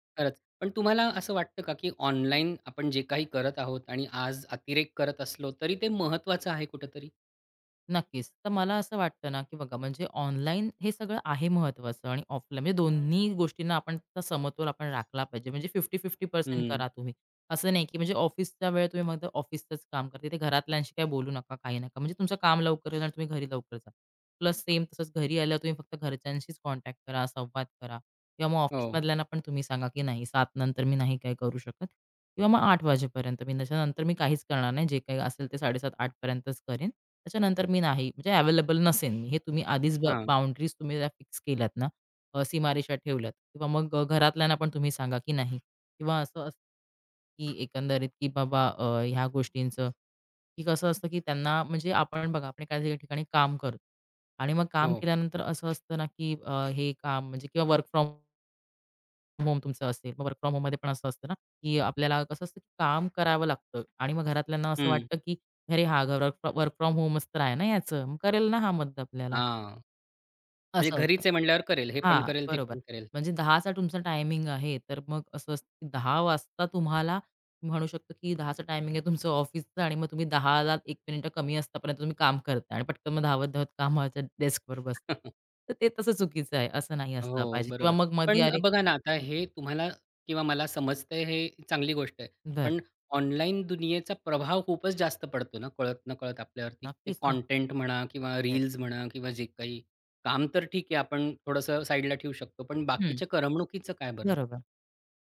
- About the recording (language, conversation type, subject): Marathi, podcast, ऑनलाइन आणि प्रत्यक्ष आयुष्यातील सीमारेषा ठरवाव्यात का, आणि त्या का व कशा ठरवाव्यात?
- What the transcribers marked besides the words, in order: other background noise; in English: "कॉन्टॅक्ट"; in English: "वर्क फ्रॉम"; in English: "होम"; in English: "वर्क फ्रॉम होममध्ये"; in English: "वर्क फ्रॉम होमचं"; tapping; chuckle